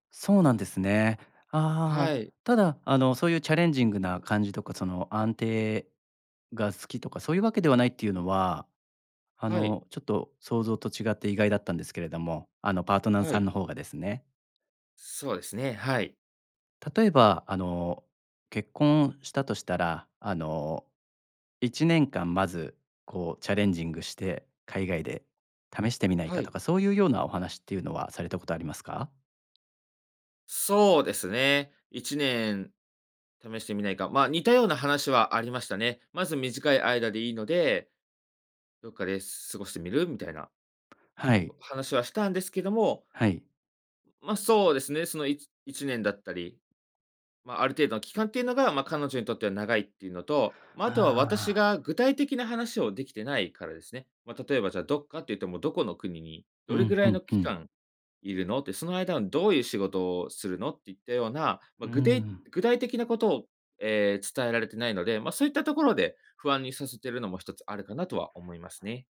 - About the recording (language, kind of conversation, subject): Japanese, advice, 結婚や将来についての価値観が合わないと感じるのはなぜですか？
- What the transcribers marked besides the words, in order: none